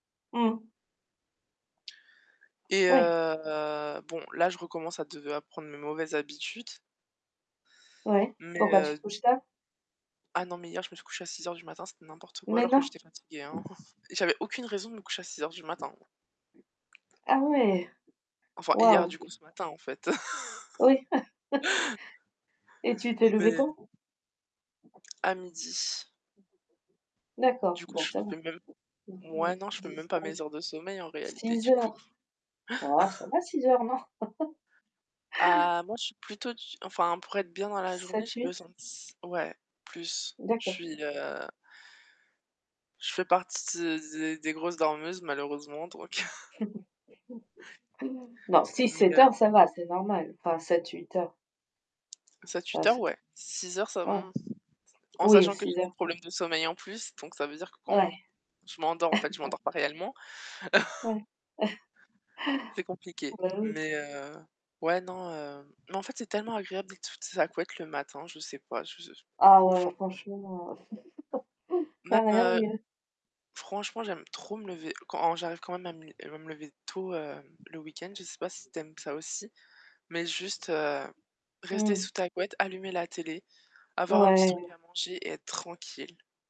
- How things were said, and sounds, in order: static; tapping; chuckle; laugh; chuckle; chuckle; laugh; chuckle; distorted speech; chuckle; chuckle; other background noise
- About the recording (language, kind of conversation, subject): French, unstructured, Préférez-vous les matins calmes ou les nuits animées ?